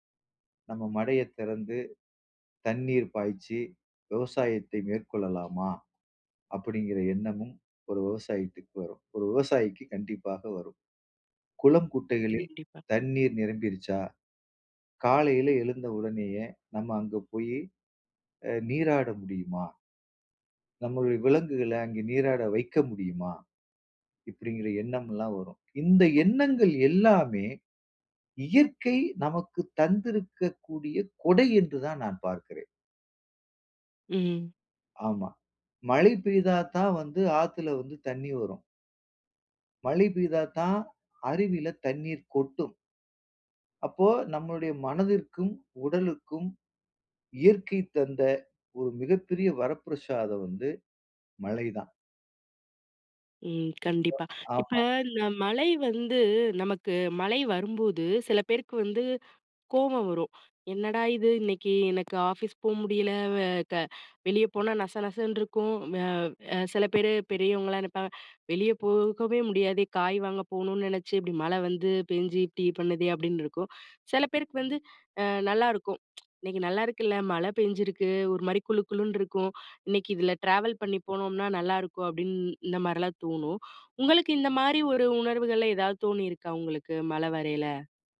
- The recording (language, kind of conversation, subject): Tamil, podcast, மழை பூமியைத் தழுவும் போது உங்களுக்கு எந்த நினைவுகள் எழுகின்றன?
- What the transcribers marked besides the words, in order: "வரப்பிரஷாதம்" said as "வரப்பிரசாதம்"; other background noise; in English: "ஆஃபீஸ்"; in English: "ட்ராவல்"